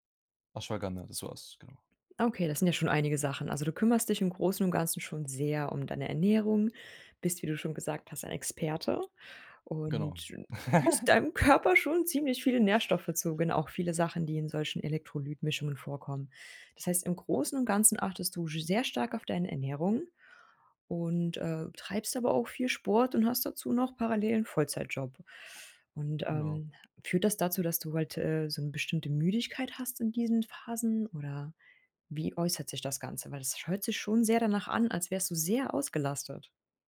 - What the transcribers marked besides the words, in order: joyful: "führst deinem Körper schon"; giggle; other background noise
- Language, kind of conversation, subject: German, advice, Wie bemerkst du bei dir Anzeichen von Übertraining und mangelnder Erholung, zum Beispiel an anhaltender Müdigkeit?